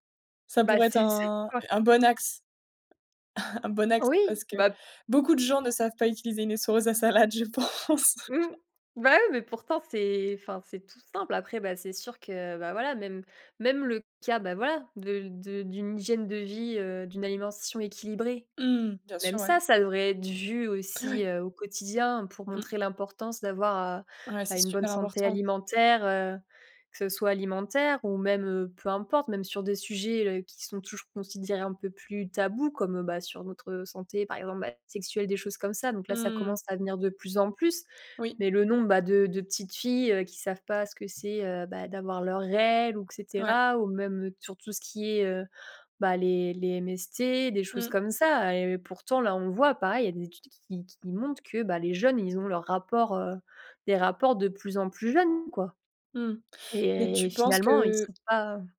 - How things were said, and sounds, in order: chuckle; laughing while speaking: "pense"; chuckle; tapping
- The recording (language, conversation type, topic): French, podcast, Selon toi, comment l’école pourrait-elle mieux préparer les élèves à la vie ?